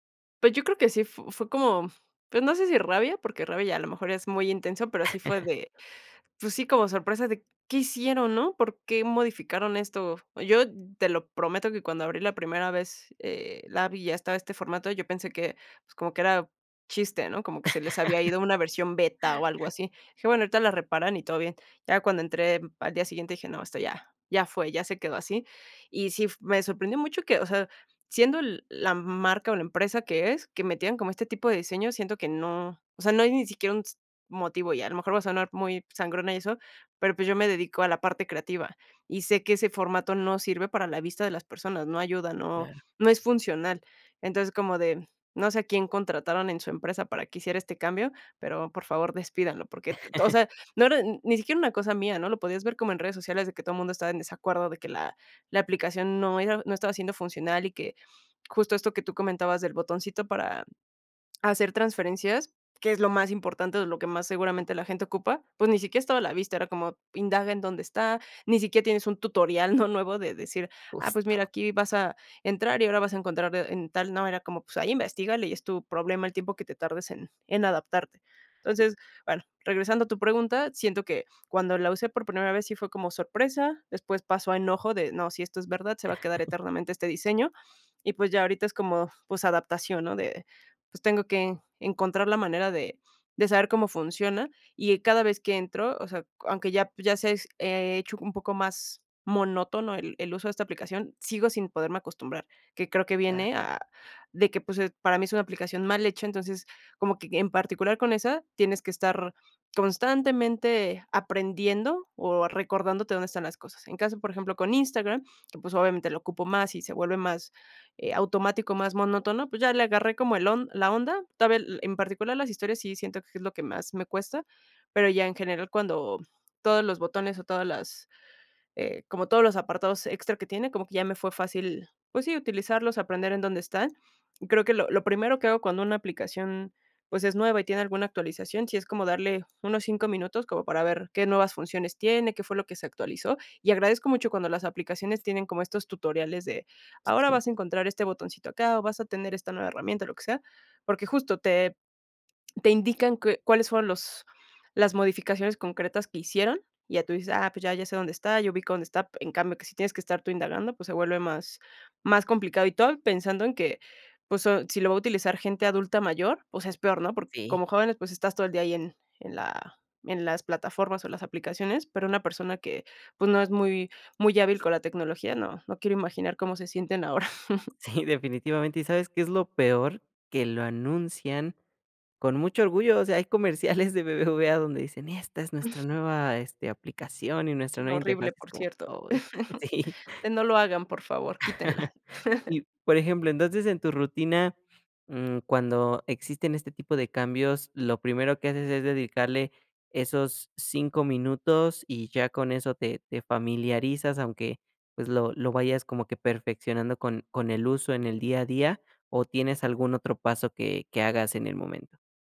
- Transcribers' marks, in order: chuckle; chuckle; chuckle; chuckle; laughing while speaking: "Justo"; tapping; other noise; chuckle; other background noise; lip smack; chuckle; chuckle; chuckle; laughing while speaking: "Sí"; chuckle; chuckle
- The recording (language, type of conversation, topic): Spanish, podcast, ¿Cómo te adaptas cuando una app cambia mucho?